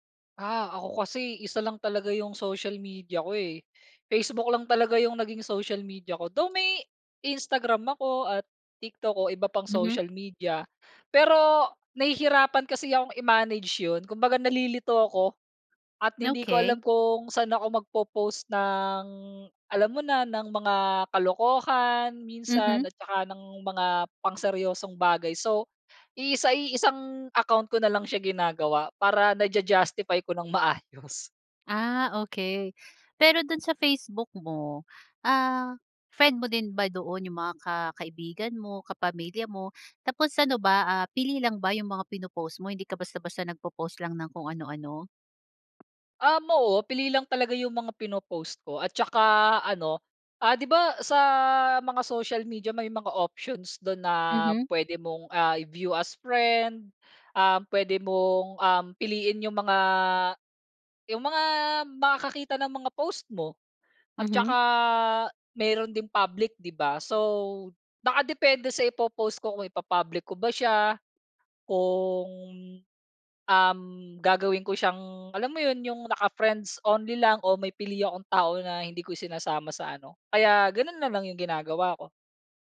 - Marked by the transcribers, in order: other background noise; drawn out: "ng"; laughing while speaking: "maayos"; drawn out: "sa"; drawn out: "mga"; drawn out: "At 'tsaka"; drawn out: "kung"
- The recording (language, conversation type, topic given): Filipino, podcast, Paano nakaaapekto ang midyang panlipunan sa paraan ng pagpapakita mo ng sarili?